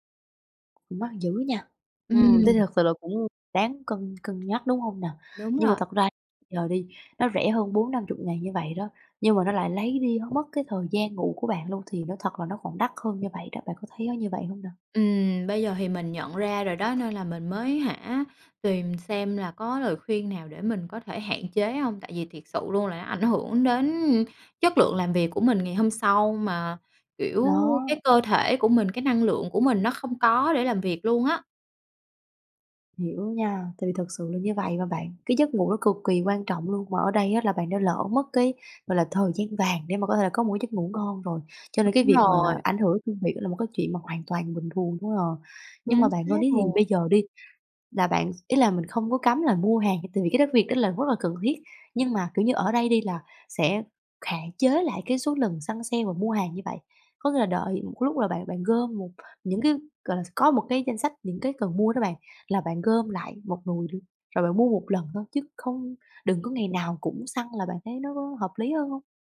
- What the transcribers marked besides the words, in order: tapping; horn
- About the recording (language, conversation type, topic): Vietnamese, advice, Dùng quá nhiều màn hình trước khi ngủ khiến khó ngủ